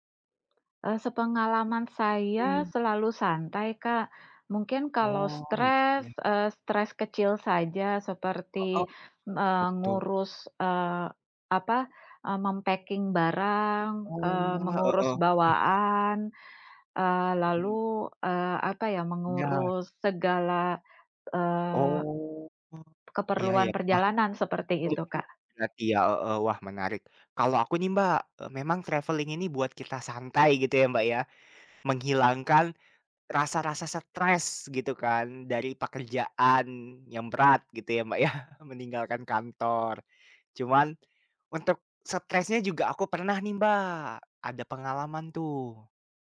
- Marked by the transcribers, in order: in English: "mem-packing"; drawn out: "Oh"; chuckle; other background noise; tapping; drawn out: "Oh"; in English: "traveling"; chuckle; drawn out: "Mbak"
- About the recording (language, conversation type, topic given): Indonesian, unstructured, Bagaimana bepergian bisa membuat kamu merasa lebih bahagia?
- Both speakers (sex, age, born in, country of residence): female, 40-44, Indonesia, Indonesia; male, 20-24, Indonesia, Germany